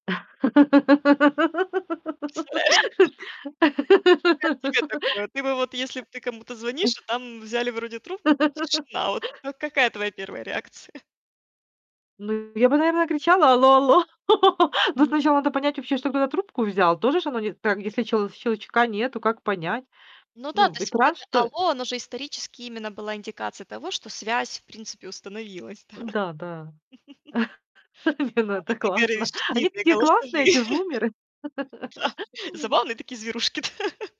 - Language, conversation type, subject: Russian, podcast, Как вы реагируете на длинные голосовые сообщения?
- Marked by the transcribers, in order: laugh; tapping; other noise; distorted speech; laugh; laughing while speaking: "реакция?"; laugh; static; chuckle; laughing while speaking: "да?"; laughing while speaking: "Не, ну это классно"; laugh; laughing while speaking: "голосовые. Да"; laugh